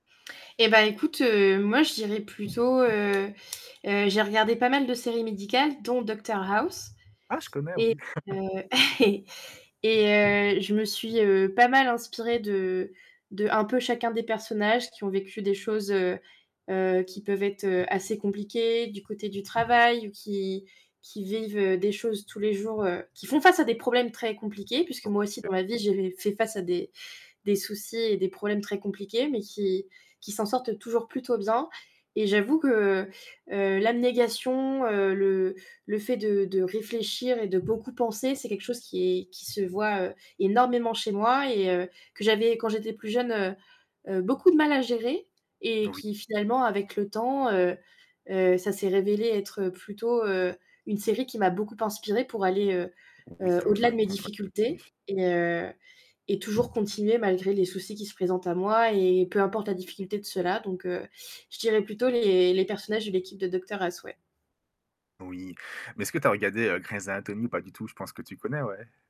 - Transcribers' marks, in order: static; other background noise; tapping; distorted speech; laughing while speaking: "et"; chuckle; unintelligible speech; unintelligible speech
- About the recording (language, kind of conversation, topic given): French, unstructured, Comment décrirais-tu ta personnalité en quelques mots ?
- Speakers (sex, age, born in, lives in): female, 25-29, France, France; male, 35-39, France, France